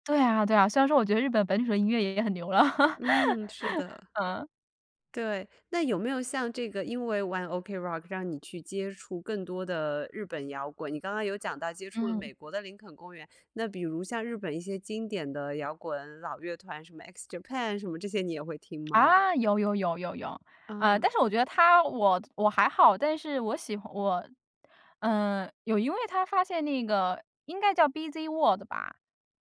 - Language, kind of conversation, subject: Chinese, podcast, 你有没有哪段时间突然大幅改变了自己的听歌风格？
- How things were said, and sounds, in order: laugh